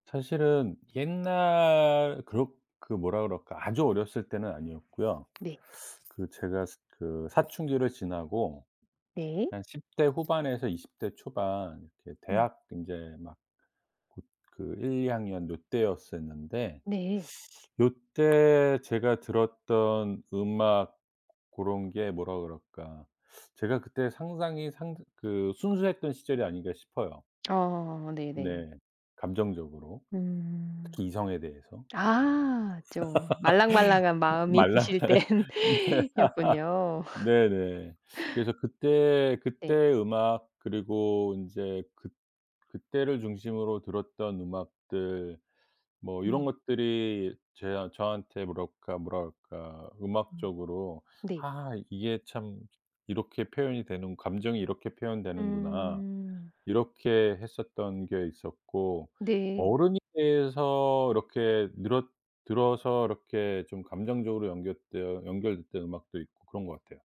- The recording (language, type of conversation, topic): Korean, podcast, 음악을 처음으로 감정적으로 받아들였던 기억이 있나요?
- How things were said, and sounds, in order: tapping; other background noise; laugh; laughing while speaking: "말라 네"; laugh; laughing while speaking: "드실 땐였군요"; "때였군요" said as "땐였군요"; laugh